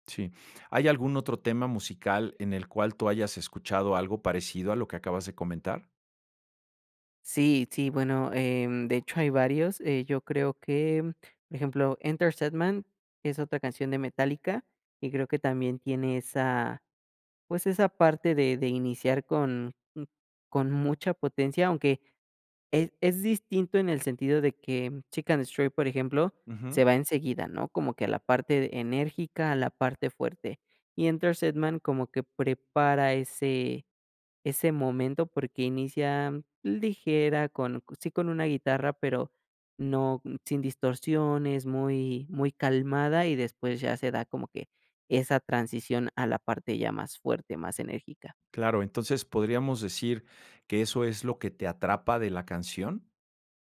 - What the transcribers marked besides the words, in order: none
- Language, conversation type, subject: Spanish, podcast, ¿Cuál es tu canción favorita y por qué?